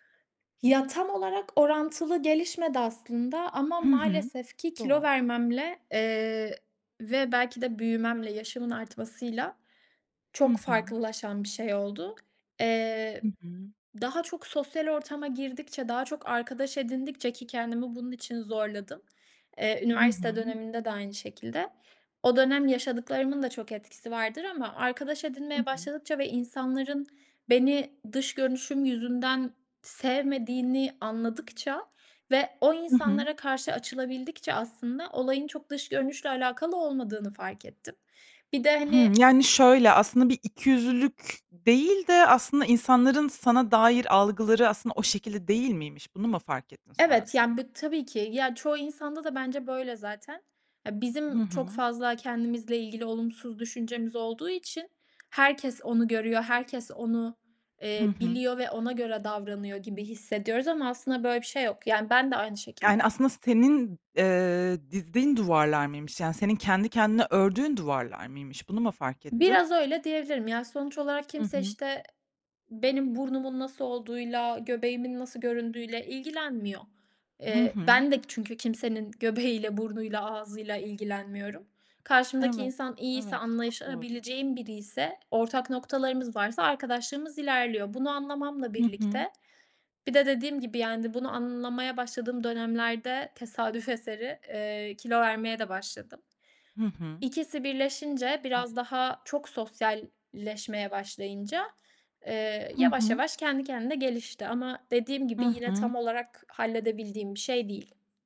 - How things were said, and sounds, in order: other background noise; tapping
- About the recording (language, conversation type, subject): Turkish, podcast, Kendine güvenini nasıl inşa ettin?